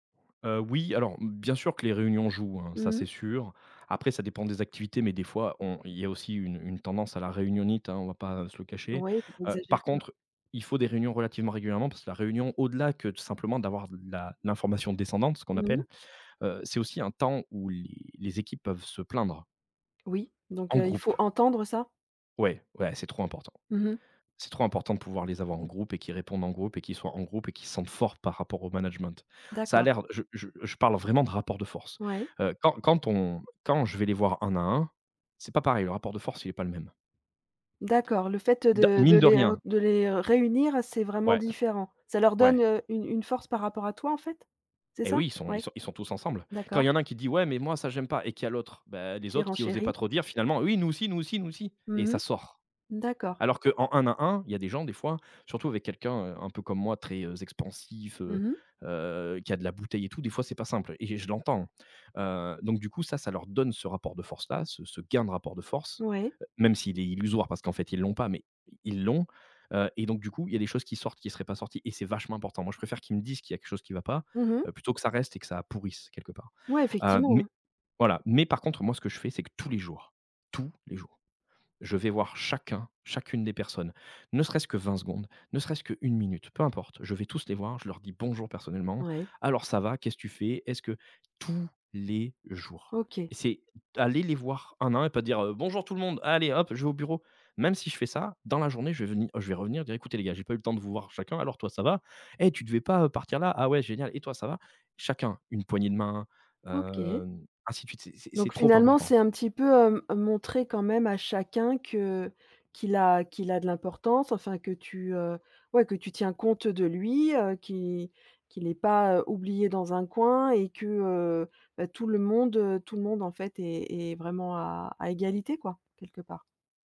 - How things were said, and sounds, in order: other background noise
- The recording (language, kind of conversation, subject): French, podcast, Comment, selon toi, construit-on la confiance entre collègues ?